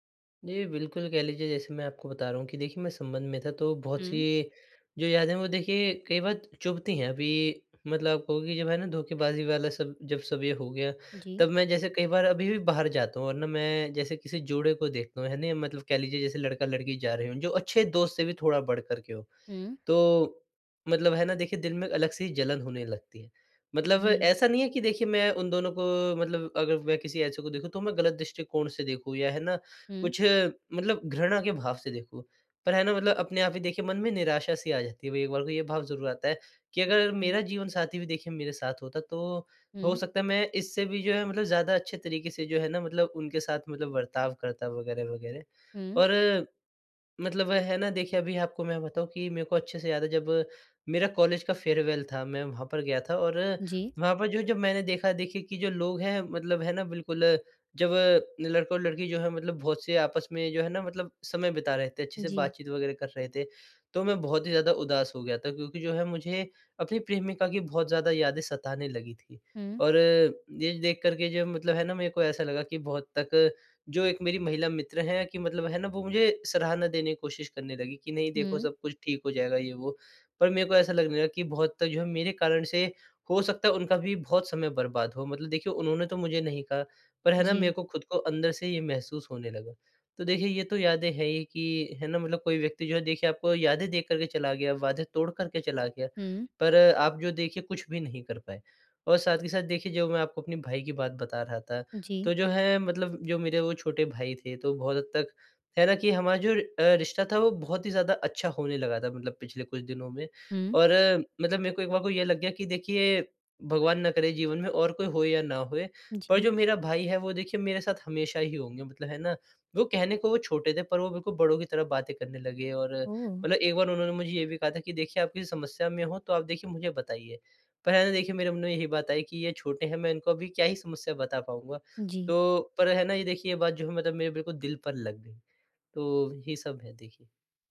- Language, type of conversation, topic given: Hindi, advice, मैं पुरानी यादों से मुक्त होकर अपनी असल पहचान कैसे फिर से पा सकता/सकती हूँ?
- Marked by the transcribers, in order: in English: "फ़ेयरवेल"